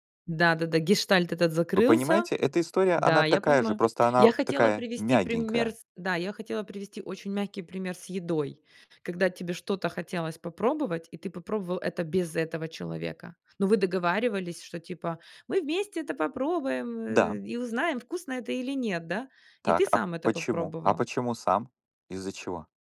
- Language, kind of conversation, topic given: Russian, unstructured, Как вы считаете, насколько важна честность в любви?
- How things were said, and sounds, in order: put-on voice: "мы вместе это попробуем, э, и узнаем, вкусно это или нет"